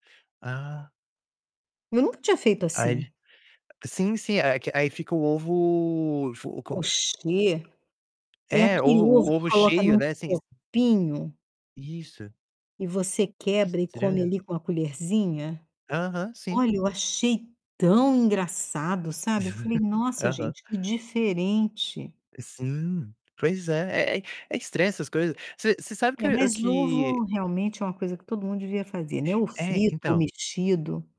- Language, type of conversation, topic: Portuguese, unstructured, Qual prato você acha que todo mundo deveria aprender a fazer?
- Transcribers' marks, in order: static; tapping; distorted speech; chuckle